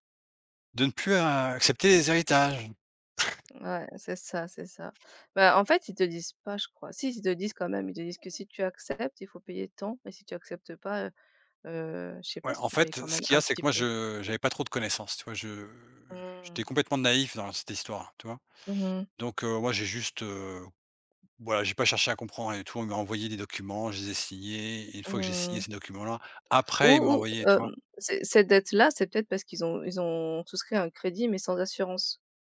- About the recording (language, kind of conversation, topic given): French, unstructured, Comment réagis-tu face à une dépense imprévue ?
- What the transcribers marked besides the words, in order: chuckle; other background noise; drawn out: "Je"; tapping; stressed: "après"